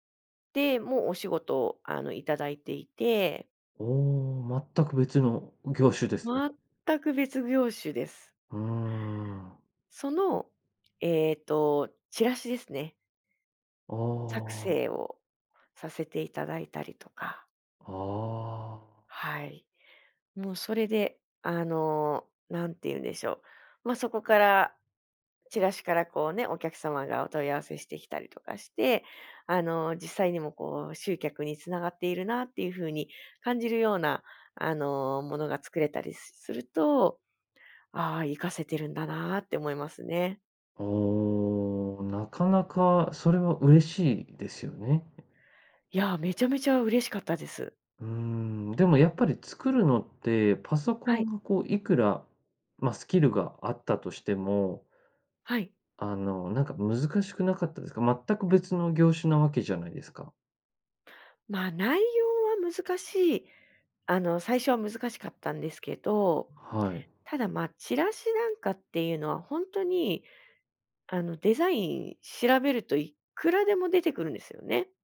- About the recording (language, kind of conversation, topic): Japanese, podcast, スキルを他の業界でどのように活かせますか？
- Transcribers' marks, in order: other background noise; tapping